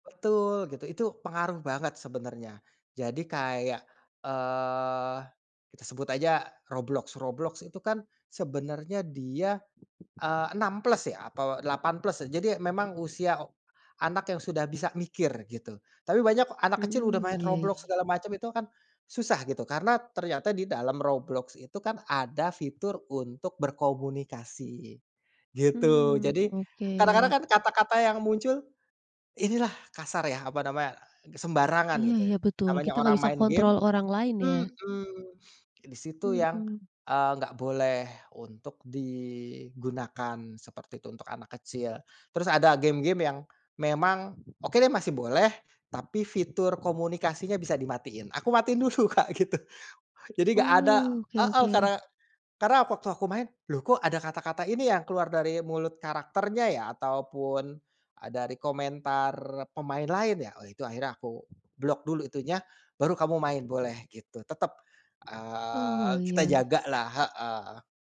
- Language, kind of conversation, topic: Indonesian, podcast, Bagaimana kamu mengatur penggunaan gawai anak di rumah?
- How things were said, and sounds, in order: other background noise; tapping; other noise; wind; laughing while speaking: "dulu Kak gitu"; in English: "block"